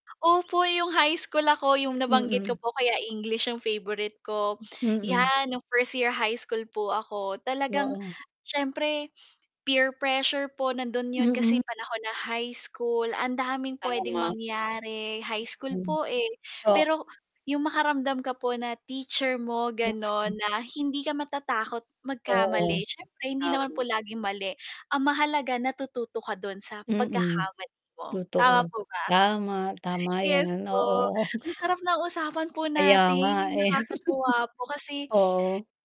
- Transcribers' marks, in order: tongue click; in English: "peer pressure"; unintelligible speech; laughing while speaking: "oo"; laugh
- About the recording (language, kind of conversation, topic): Filipino, unstructured, Paano nakakatulong ang guro sa iyong pagkatuto?